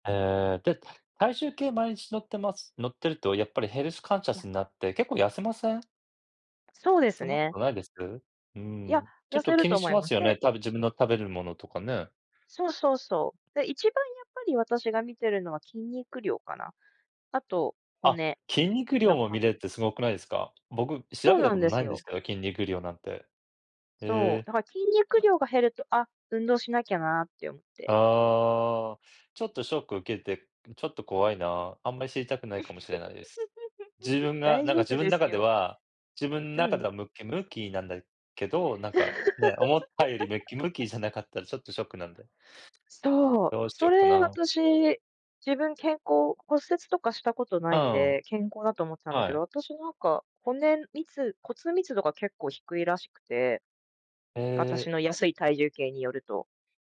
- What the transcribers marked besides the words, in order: in English: "ヘルスカンシャス"; other background noise; tapping; chuckle; laugh
- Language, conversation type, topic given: Japanese, unstructured, 最近使い始めて便利だと感じたアプリはありますか？